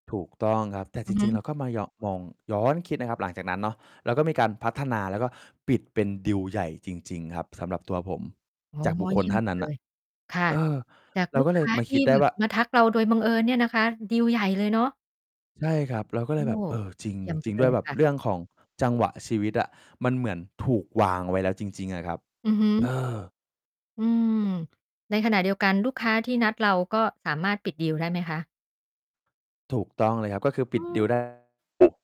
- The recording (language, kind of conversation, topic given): Thai, podcast, คุณเคยเจอสถานการณ์ที่ทำให้รู้สึกว่าโชคชะตาเหมือนจัดฉากไว้ไหม?
- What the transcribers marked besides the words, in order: distorted speech; tapping; unintelligible speech